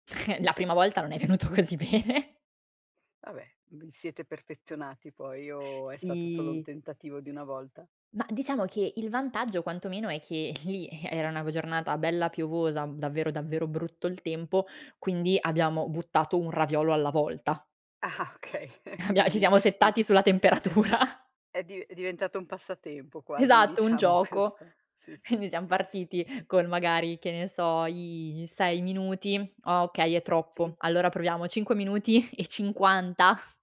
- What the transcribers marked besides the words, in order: chuckle; laughing while speaking: "venuto così bene"; tapping; laughing while speaking: "Ah-ah, okay, uindi di"; laughing while speaking: "Abbia"; chuckle; "quindi" said as "uindi"; in English: "settati"; "cioè" said as "ceh"; laughing while speaking: "temperatura"; laughing while speaking: "diciamo, questo"; "Quindi" said as "hindi"; stressed: "cinquanta"
- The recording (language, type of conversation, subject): Italian, podcast, Qual è uno dei tuoi piatti casalinghi preferiti?
- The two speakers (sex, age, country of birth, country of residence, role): female, 25-29, Italy, France, guest; female, 50-54, Italy, Italy, host